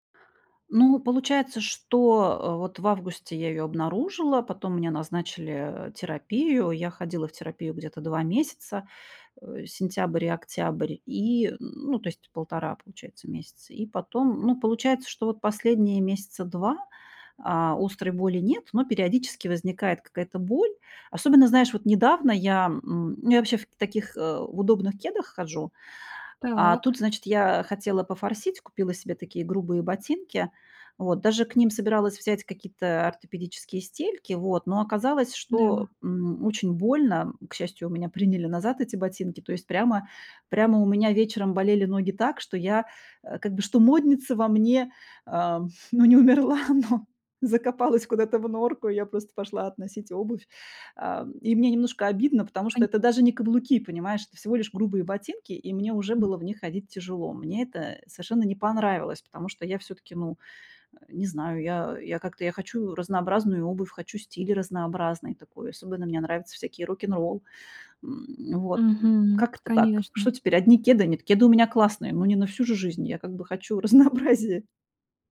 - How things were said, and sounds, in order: tapping; laughing while speaking: "ну, не умерла, но"; laughing while speaking: "разнообразие"
- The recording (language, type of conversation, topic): Russian, advice, Как внезапная болезнь или травма повлияла на ваши возможности?